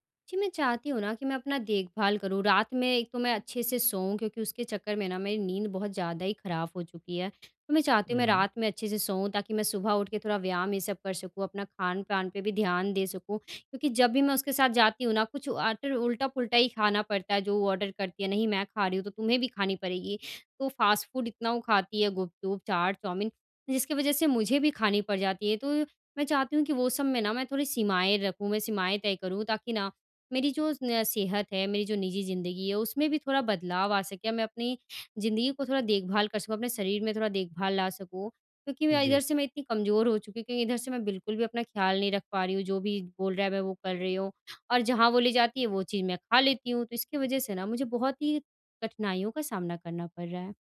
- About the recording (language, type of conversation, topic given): Hindi, advice, दोस्ती में बिना बुरा लगे सीमाएँ कैसे तय करूँ और अपनी आत्म-देखभाल कैसे करूँ?
- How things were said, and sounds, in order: "ख़राब" said as "खराफ़"; other background noise; in English: "ऑर्डर"; in English: "फ़ास्ट फूड"